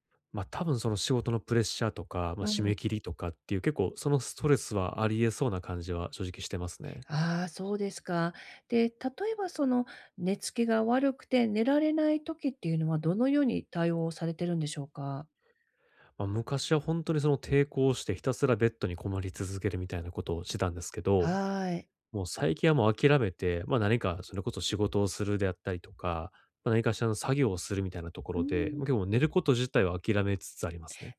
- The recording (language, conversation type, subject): Japanese, advice, 寝つきが悪いとき、効果的な就寝前のルーティンを作るにはどうすればよいですか？
- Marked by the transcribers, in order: tapping; "寝付き" said as "寝付け"; unintelligible speech